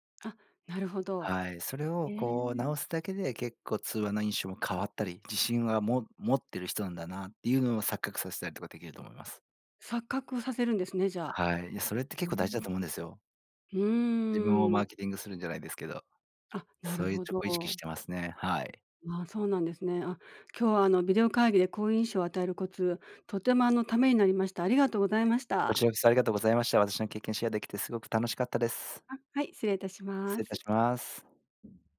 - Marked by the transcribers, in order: other background noise; tapping
- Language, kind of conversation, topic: Japanese, podcast, ビデオ会議で好印象を与えるには、どんな点に気をつければよいですか？